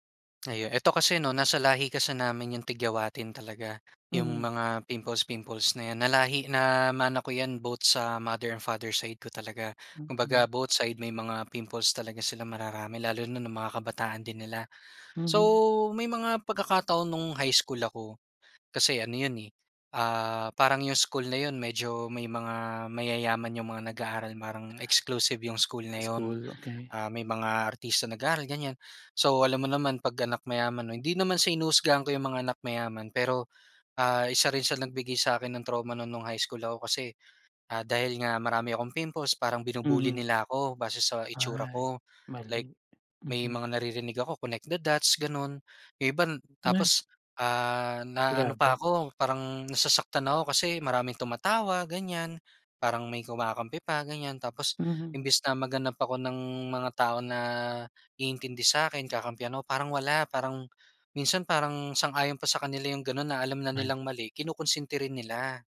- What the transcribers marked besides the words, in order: "parang" said as "marang"; in English: "connect the dots"
- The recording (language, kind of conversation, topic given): Filipino, podcast, Paano mo hinaharap ang paghusga ng iba dahil sa iyong hitsura?